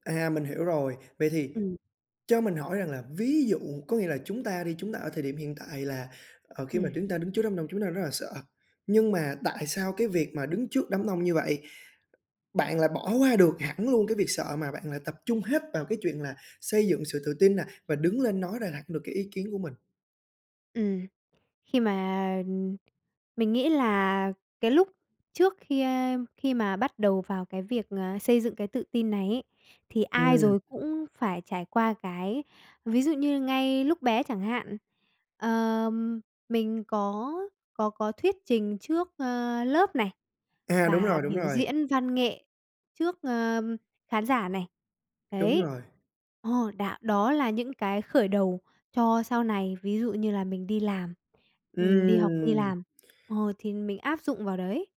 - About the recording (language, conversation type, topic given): Vietnamese, podcast, Điều gì giúp bạn xây dựng sự tự tin?
- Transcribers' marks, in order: tapping; other background noise